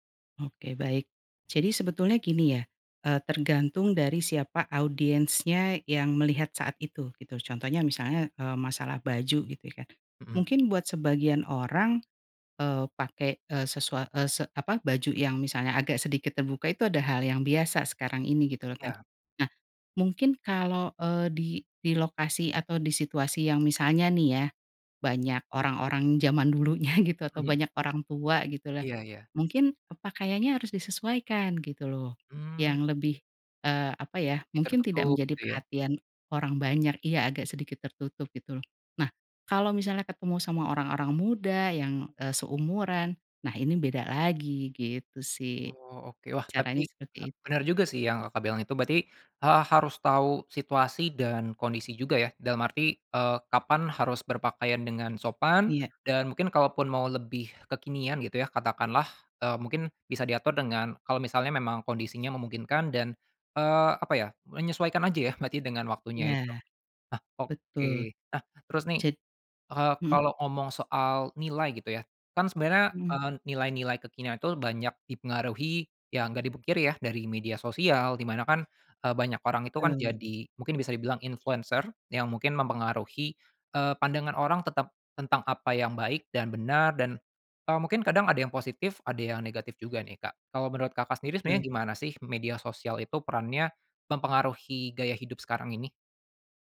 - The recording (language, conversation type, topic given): Indonesian, podcast, Bagaimana kamu menyeimbangkan nilai-nilai tradisional dengan gaya hidup kekinian?
- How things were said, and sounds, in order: other background noise; chuckle